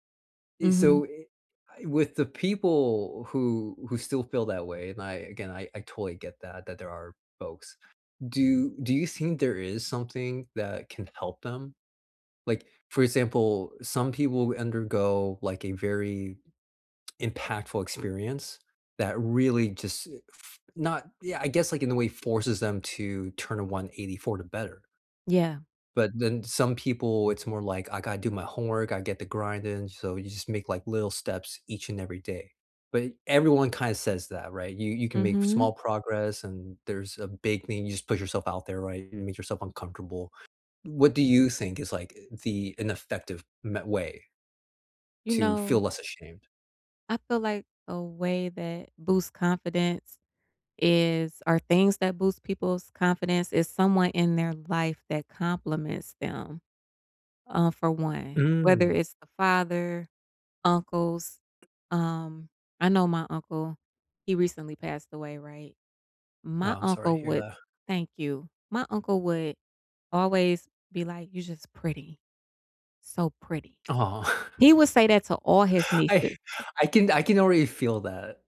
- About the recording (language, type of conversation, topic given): English, unstructured, Why do I feel ashamed of my identity and what helps?
- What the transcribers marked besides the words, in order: other background noise; tapping; chuckle